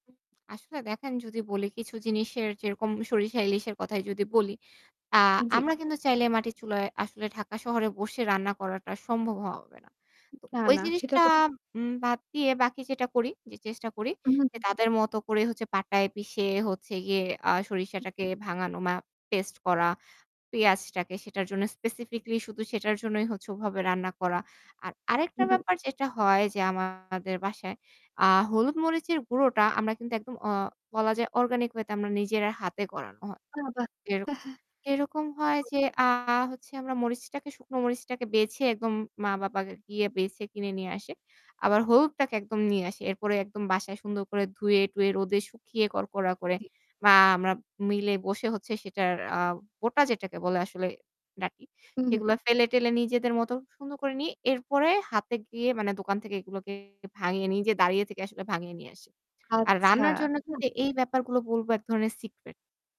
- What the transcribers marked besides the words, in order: static; other background noise; tapping; distorted speech; unintelligible speech; in English: "সিক্রেট"
- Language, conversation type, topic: Bengali, podcast, পুরোনো রেসিপি ঠিকভাবে মনে রেখে সংরক্ষণ করতে আপনি কী করেন?